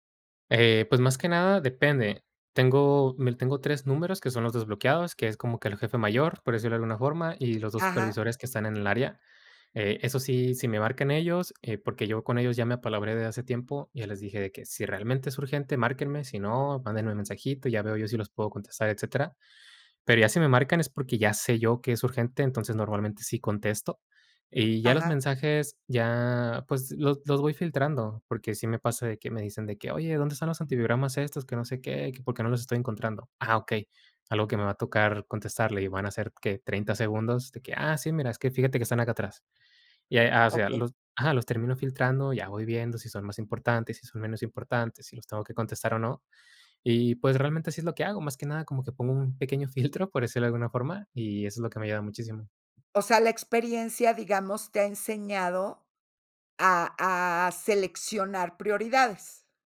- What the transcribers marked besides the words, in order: laughing while speaking: "filtro"
- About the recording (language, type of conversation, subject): Spanish, podcast, ¿Cómo estableces límites entre el trabajo y tu vida personal cuando siempre tienes el celular a la mano?